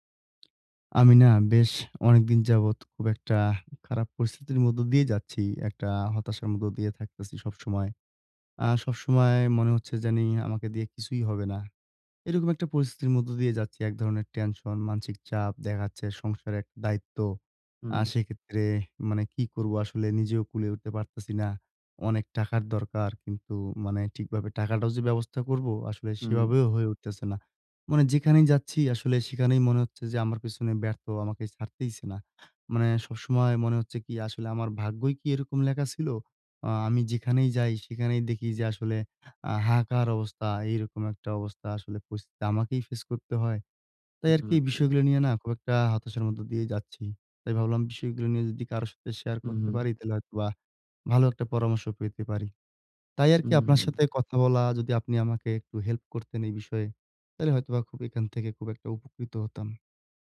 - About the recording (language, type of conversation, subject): Bengali, advice, আমি কীভাবে দ্রুত নতুন গ্রাহক আকর্ষণ করতে পারি?
- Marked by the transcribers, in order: tapping; unintelligible speech